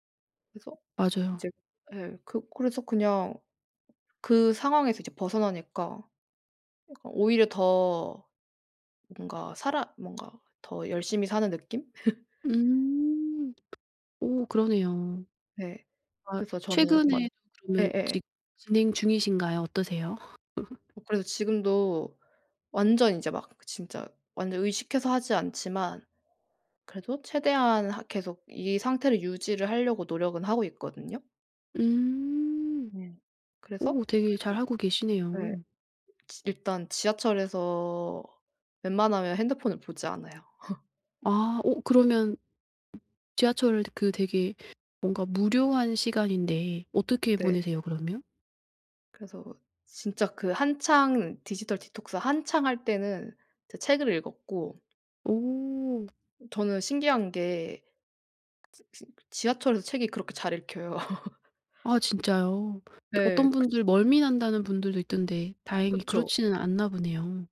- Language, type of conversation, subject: Korean, podcast, 디지털 디톡스는 어떻게 시작하나요?
- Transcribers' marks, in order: other background noise; tapping; laugh; laugh; laugh; laugh